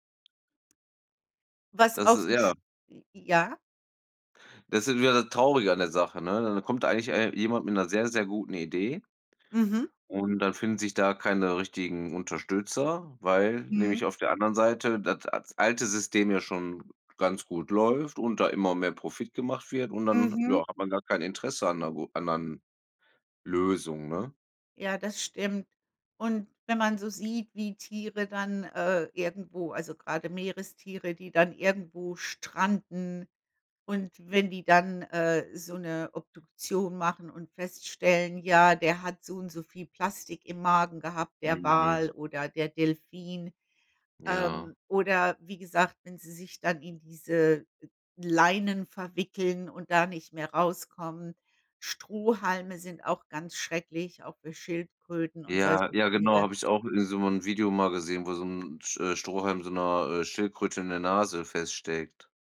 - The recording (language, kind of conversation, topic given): German, unstructured, Wie beeinflusst Plastik unsere Meere und die darin lebenden Tiere?
- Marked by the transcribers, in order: tapping; other background noise